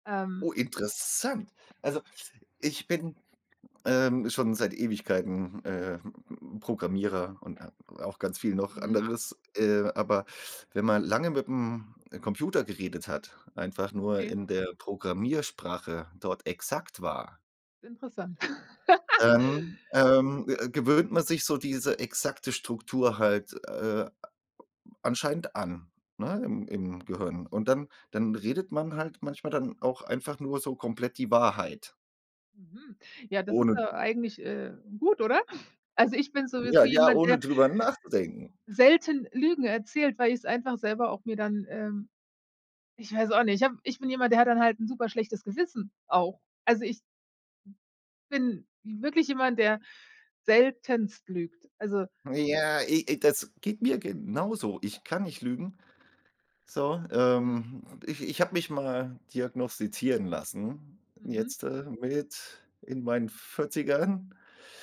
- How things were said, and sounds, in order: stressed: "interessant"; other background noise; laugh; other noise; put-on voice: "Ja"
- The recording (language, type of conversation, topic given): German, unstructured, Was bedeutet Ehrlichkeit für dich im Alltag?